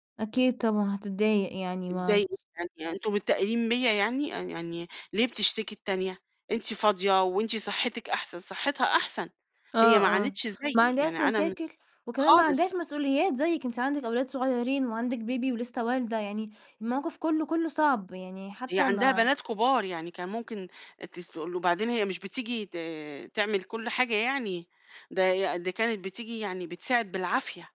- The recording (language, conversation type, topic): Arabic, advice, إزاي أوازن بين رعاية حد من أهلي وحياتي الشخصية؟
- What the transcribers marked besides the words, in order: in English: "بيبي"; tapping